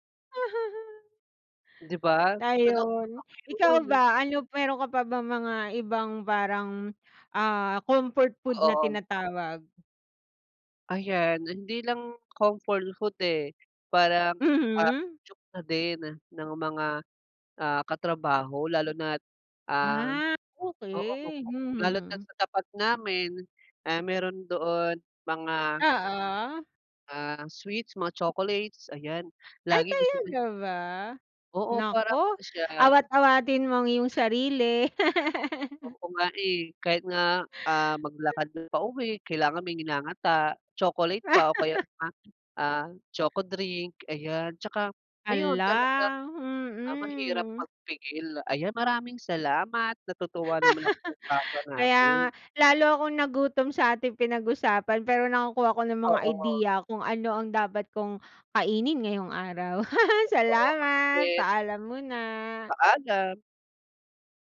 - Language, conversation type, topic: Filipino, unstructured, Paano mo pinipili ang mga pagkaing kinakain mo araw-araw?
- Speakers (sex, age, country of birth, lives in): female, 35-39, Philippines, Philippines; male, 25-29, Philippines, Philippines
- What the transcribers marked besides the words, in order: laugh; unintelligible speech; other noise; tapping; laugh; laugh; unintelligible speech; laugh; laugh